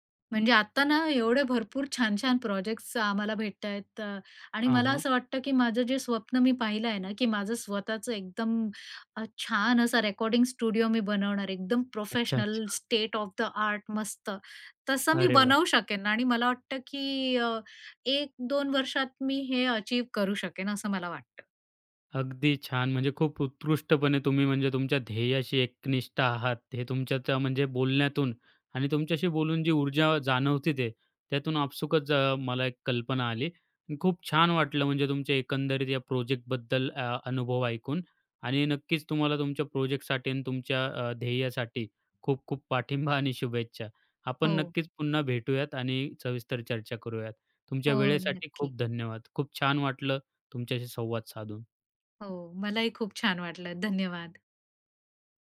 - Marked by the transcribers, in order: tapping; in English: "स्टुडिओ"; in English: "स्टेट ऑफ द आर्ट"; other background noise; laughing while speaking: "पाठिंबा"
- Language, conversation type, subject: Marathi, podcast, तुझा पॅशन प्रोजेक्ट कसा सुरू झाला?